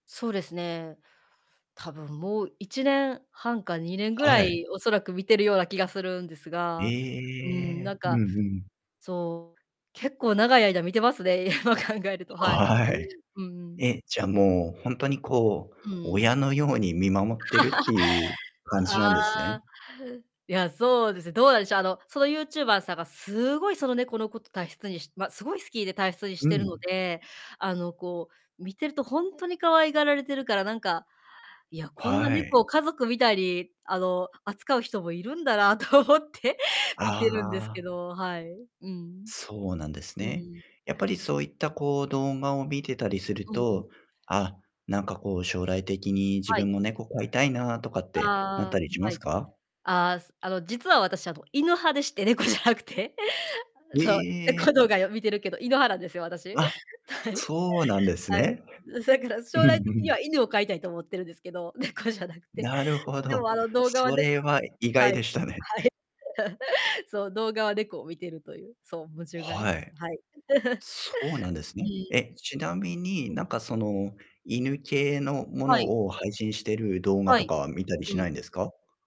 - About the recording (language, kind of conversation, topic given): Japanese, podcast, 食後に必ずすることはありますか？
- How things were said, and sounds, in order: tapping; distorted speech; laughing while speaking: "今考えると"; laugh; "大切" said as "たいしつ"; "大切" said as "たいしつ"; laughing while speaking: "思って"; laughing while speaking: "猫じゃなくて"; chuckle; laughing while speaking: "猫じゃなくて"; chuckle; laugh